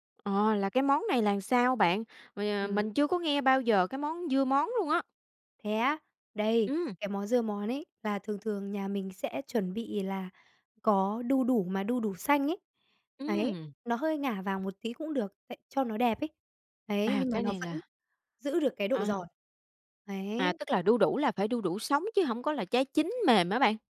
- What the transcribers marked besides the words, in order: tapping; other background noise
- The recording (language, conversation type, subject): Vietnamese, podcast, Bạn có món ăn truyền thống nào không thể thiếu trong mỗi dịp đặc biệt không?